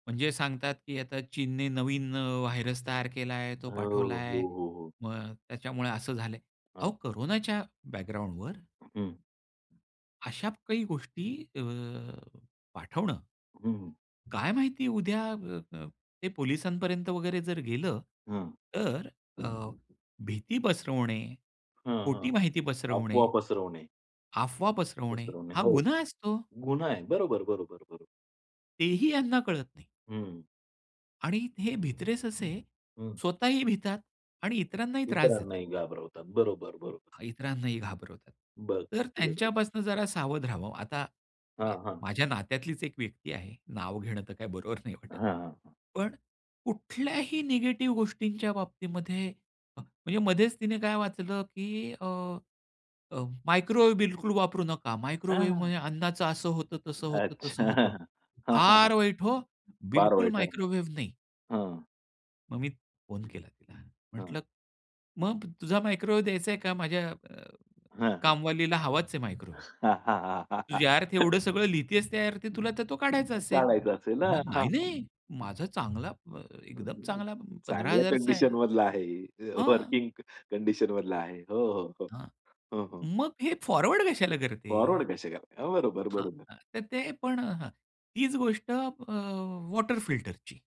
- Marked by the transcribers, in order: in English: "व्हायरस"; other noise; other background noise; chuckle; chuckle; laughing while speaking: "चांगल्या कंडिशनमधला आहे. वर्किंग कंडिशनमधला आहे. हो, हो, हो"; in English: "फॉरवर्ड"; in English: "फॉरवर्ड"
- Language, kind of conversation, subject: Marathi, podcast, ग्रुपचॅटमध्ये वागण्याचे नियम कसे असावेत, असे तुम्ही सुचवाल का?